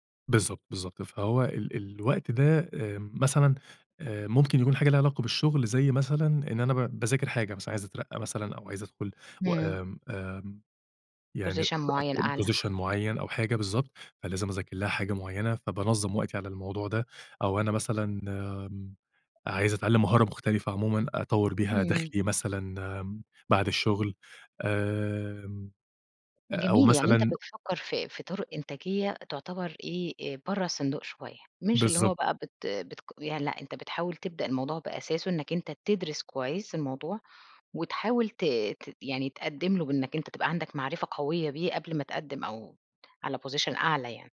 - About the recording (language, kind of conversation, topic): Arabic, podcast, إزاي بتنظم يومك في البيت عشان تبقى أكتر إنتاجية؟
- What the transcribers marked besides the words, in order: in English: "Position"; unintelligible speech; in English: "Position"; tapping; in English: "Position"